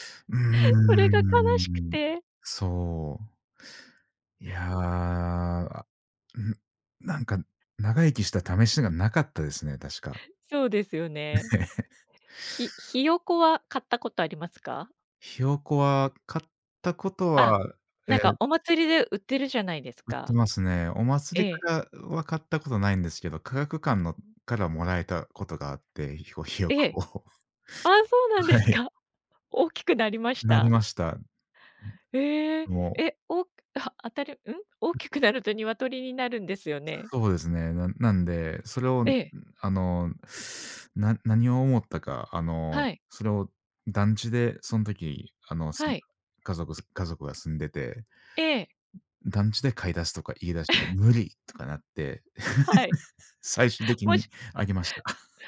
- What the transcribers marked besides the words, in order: laugh; laughing while speaking: "ひよこを"; chuckle; laughing while speaking: "そうなんですか"; laughing while speaking: "はい"; other background noise; laugh; laugh; laughing while speaking: "最終的にあげました"; laugh
- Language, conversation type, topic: Japanese, unstructured, お祭りに行くと、どんな気持ちになりますか？